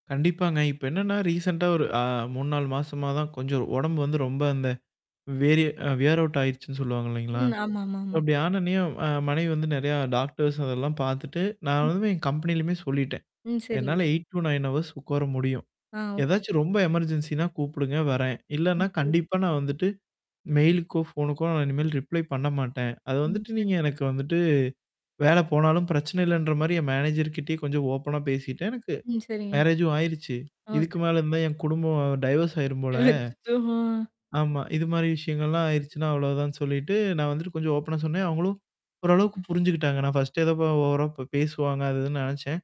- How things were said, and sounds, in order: static; in English: "ரீசென்ட்டா"; in English: "வியர் அவுட்"; distorted speech; in English: "எயிட் டூ நயன் ஹவர்ஸ்"; in English: "எமர்ஜென்சின்னா"; other noise; in English: "மெயிலுக்கோ, ஃபோனுக்கோ"; in English: "ரிப்ளை"; in English: "மேனேஜர்"; in English: "ஓப்பனா"; in English: "மேரேஜூம்"; in English: "டைவர்ஸ்"; laughing while speaking: "அச்சசோ!"; in English: "ஓப்பனா"; other background noise; in English: "ஃபர்ஸ்ட்டு"
- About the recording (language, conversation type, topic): Tamil, podcast, ஸ்க்ரீன் நேரத்தை எப்படி கண்காணிக்கிறீர்கள்?